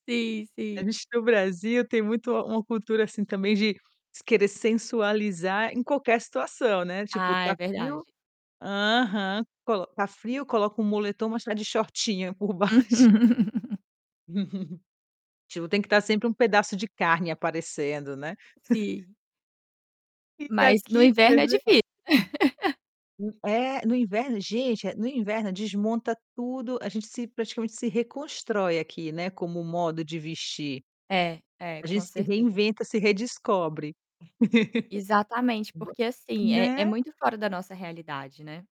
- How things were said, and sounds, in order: static; laughing while speaking: "por baixo"; laugh; chuckle; chuckle; laughing while speaking: "E aqui"; distorted speech; laugh; tapping; laugh; unintelligible speech
- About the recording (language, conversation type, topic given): Portuguese, podcast, O que inspira você na hora de escolher um look?